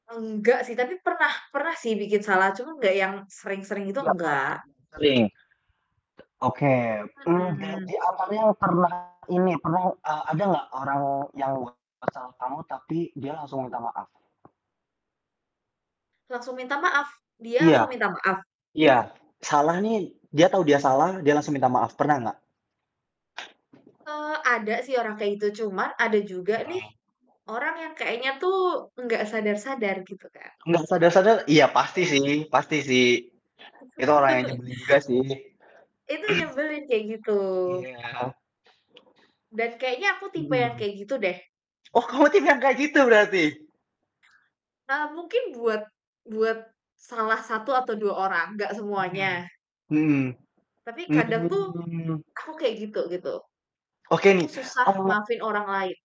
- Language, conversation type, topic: Indonesian, unstructured, Apakah kamu pernah merasa sulit memaafkan seseorang, dan apa alasannya?
- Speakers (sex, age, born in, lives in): female, 25-29, Indonesia, Indonesia; male, 20-24, Indonesia, Indonesia
- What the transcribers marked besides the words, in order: other background noise; other noise; distorted speech; tapping; chuckle; throat clearing; drawn out: "Mmm"